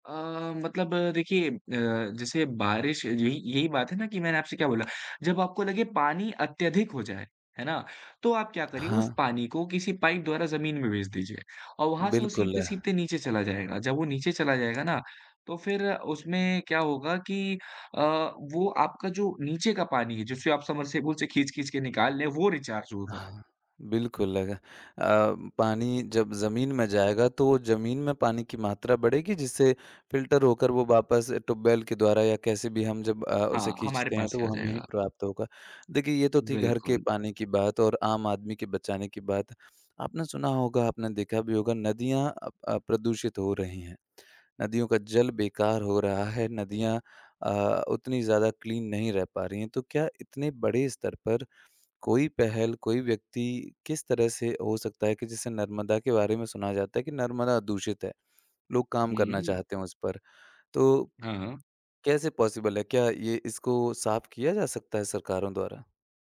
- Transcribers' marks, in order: other background noise; in English: "रिचार्ज"; tapping; in English: "क्लीन"; in English: "पॉसिबल"
- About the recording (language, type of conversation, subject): Hindi, podcast, जल की बचत के सरल और प्रभावी उपाय क्या हैं?